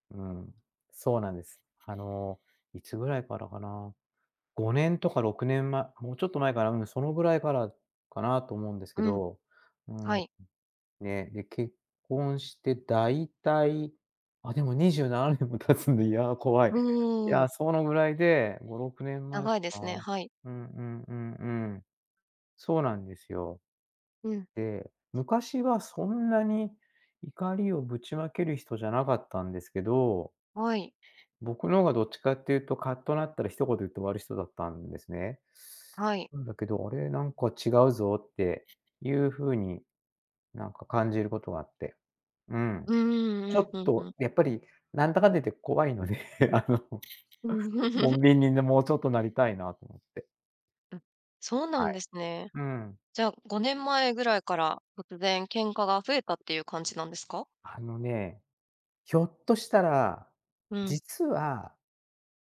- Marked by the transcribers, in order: laughing while speaking: "にじゅうななねん も経つんで"; laughing while speaking: "怖いので、あの"; other background noise; laugh
- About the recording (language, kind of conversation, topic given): Japanese, advice, 頻繁に喧嘩してしまう関係を改善するには、どうすればよいですか？